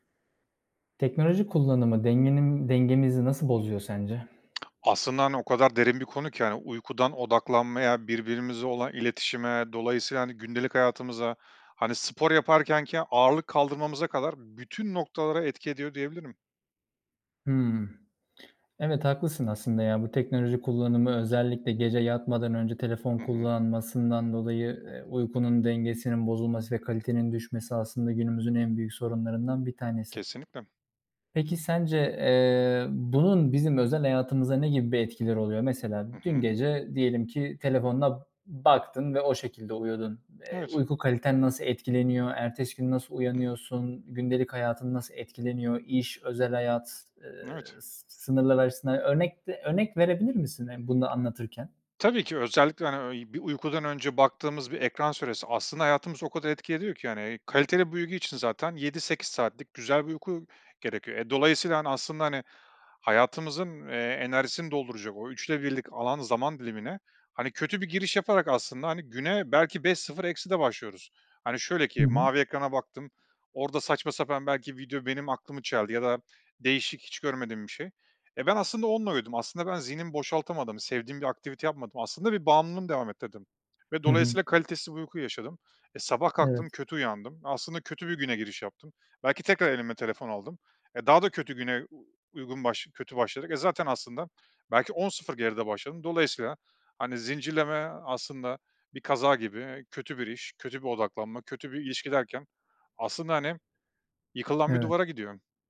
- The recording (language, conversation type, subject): Turkish, podcast, Teknoloji kullanımı dengemizi nasıl bozuyor?
- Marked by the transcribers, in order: tapping